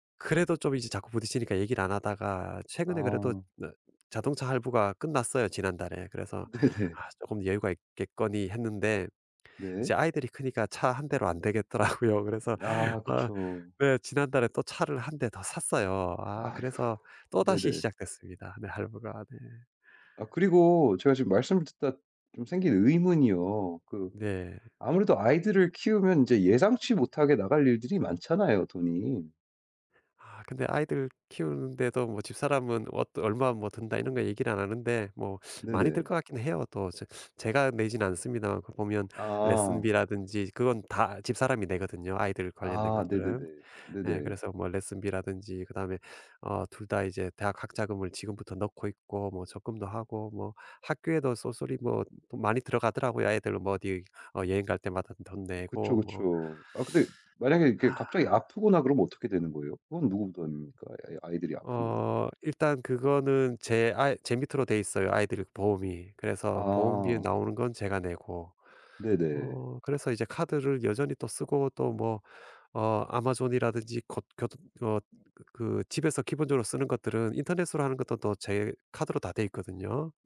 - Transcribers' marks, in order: laughing while speaking: "네네"; laughing while speaking: "되겠더라고요"; other background noise; sigh
- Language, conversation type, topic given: Korean, advice, 파트너와 생활비 분담 문제로 자주 다투는데 어떻게 해야 하나요?